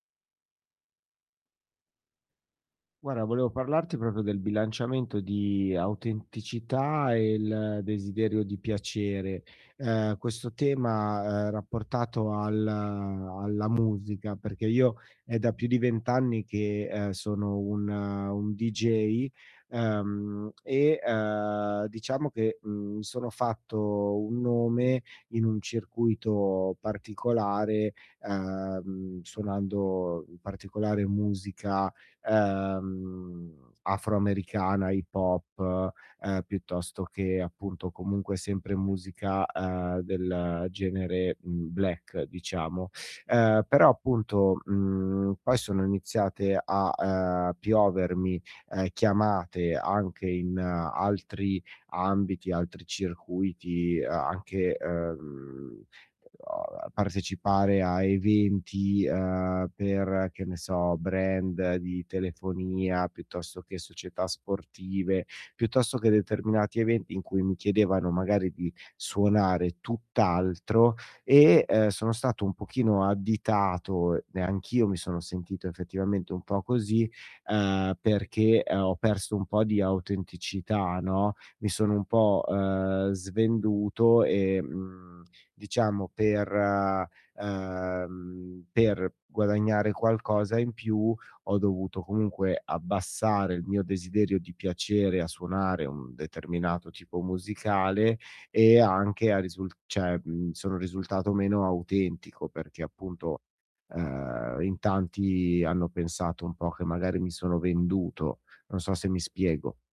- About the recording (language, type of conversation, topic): Italian, advice, Come posso essere me stesso senza rischiare di allontanare le nuove conoscenze a cui vorrei piacere?
- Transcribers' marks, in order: "Guarda" said as "guara"; other noise; in English: "brand"; drawn out: "ehm"